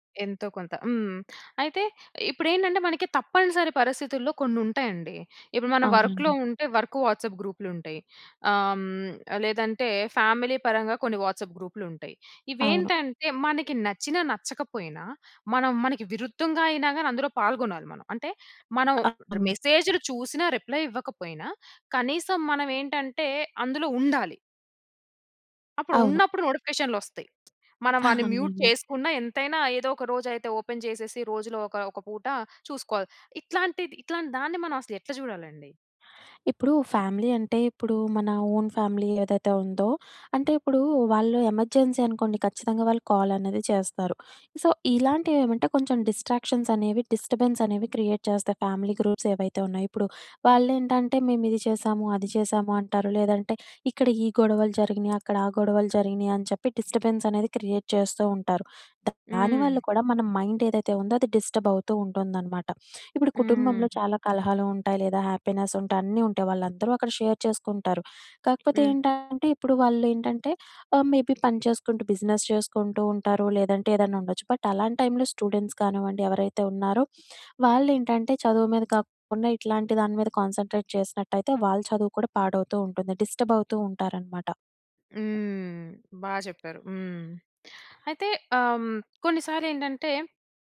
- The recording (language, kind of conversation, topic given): Telugu, podcast, నోటిఫికేషన్లు తగ్గిస్తే మీ ఫోన్ వినియోగంలో మీరు ఏ మార్పులు గమనించారు?
- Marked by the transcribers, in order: other background noise; in English: "వర్క్‌లో"; in English: "వర్క్ వాట్సాప్"; tapping; in English: "ఫ్యామిలీ"; in English: "వాట్సాప్"; in English: "రిప్లై"; giggle; in English: "మ్యూట్"; in English: "ఓపెన్"; in English: "ఫ్యామిలీ"; in English: "ఓన్ ఫ్యామిలీ"; in English: "ఎమర్జెన్సీ"; in English: "కాల్"; in English: "సో"; in English: "డిస్ట్రాక్షన్స్"; in English: "డిస్టర్బెన్స్"; in English: "క్రియేట్"; in English: "ఫ్యామిలీ గ్రూప్స్"; in English: "డిస్టర్బెన్స్"; in English: "క్రియేట్"; in English: "మైండ్"; in English: "డిస్టర్బ్"; in English: "హ్యాపీనెస్"; in English: "షేర్"; in English: "మేబీ"; in English: "బిజినెస్"; in English: "బట్"; in English: "స్టూడెంట్స్"; in English: "కాన్సంట్రేట్"; in English: "డిస్టర్బ్"; horn